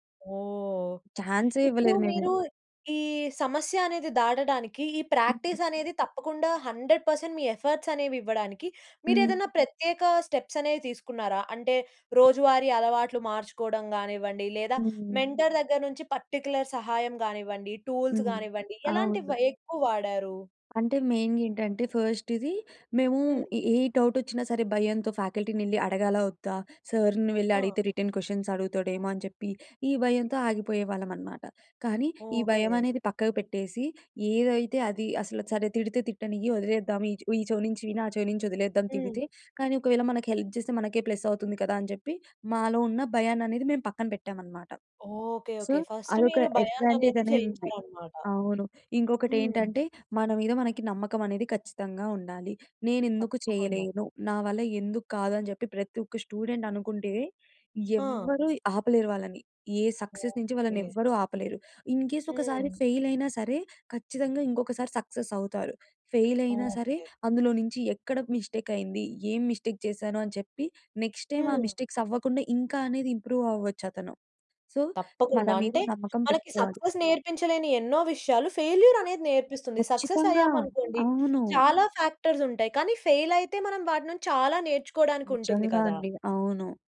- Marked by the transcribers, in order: in English: "ఛాన్సే"; in English: "ప్రాక్టీస్"; in English: "హండ్రెడ్ పర్సెంట్"; in English: "ఎఫర్ట్‌స్"; in English: "స్టెప్స్"; in English: "మెంటర్"; in English: "పర్టిక్యులర్"; in English: "టూల్స్"; in English: "మెయిన్‌గా"; in English: "ఫస్ట్"; in English: "డౌట్"; in English: "ఫ్యాకల్టీని"; in English: "రిటర్న్ క్వశ్చన్స్"; in English: "హెల్ప్"; in English: "ప్లస్"; in English: "ఫస్ట్"; in English: "సో"; in English: "అడ్వాంటేజ్"; in English: "స్టూడెంట్"; in English: "సక్సెస్"; in English: "ఇన్‌కేస్"; in English: "ఫెయిల్"; in English: "సక్సెస్"; in English: "ఫెయిల్"; in English: "మిస్టేక్"; in English: "మిస్టేక్"; in English: "నెక్స్ట్ టైమ్"; in English: "మిస్టేక్స్"; in English: "ఇంప్రూవ్"; in English: "సో"; in English: "సక్సెస్"; in English: "ఫెయిల్యూర్"; other noise; in English: "సక్సెస్"; in English: "ఫ్యాక్టర్స్"; in English: "ఫెయిల్"
- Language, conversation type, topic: Telugu, podcast, ప్రాక్టీస్‌లో మీరు ఎదుర్కొన్న అతిపెద్ద ఆటంకం ఏమిటి, దాన్ని మీరు ఎలా దాటేశారు?